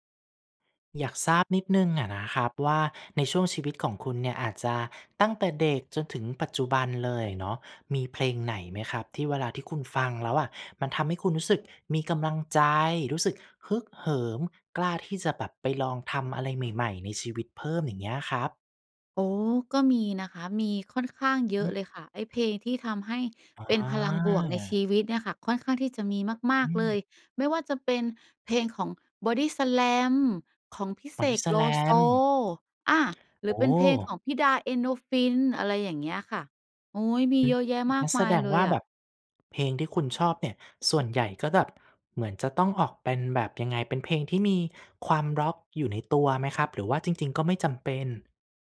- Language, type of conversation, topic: Thai, podcast, เพลงไหนที่ทำให้คุณฮึกเหิมและกล้าลงมือทำสิ่งใหม่ ๆ?
- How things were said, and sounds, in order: none